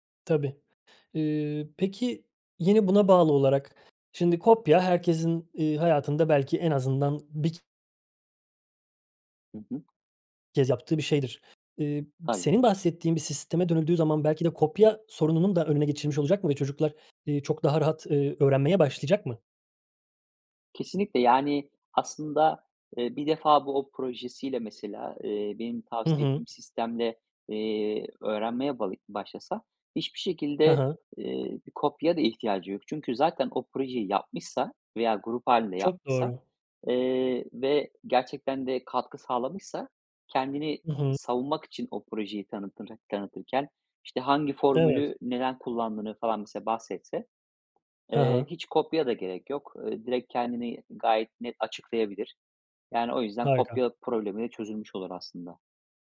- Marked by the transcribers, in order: other background noise; tapping
- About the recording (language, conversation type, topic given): Turkish, podcast, Sınav odaklı eğitim hakkında ne düşünüyorsun?